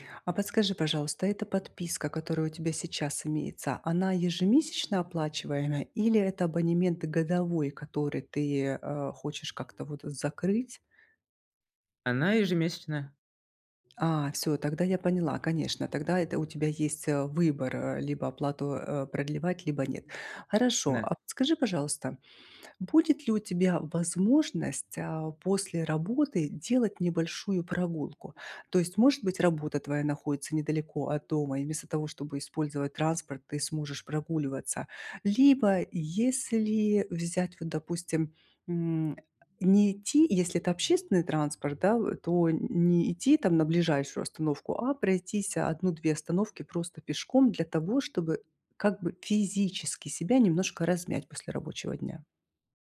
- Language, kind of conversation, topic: Russian, advice, Как сохранить привычку заниматься спортом при частых изменениях расписания?
- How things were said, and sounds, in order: stressed: "физически"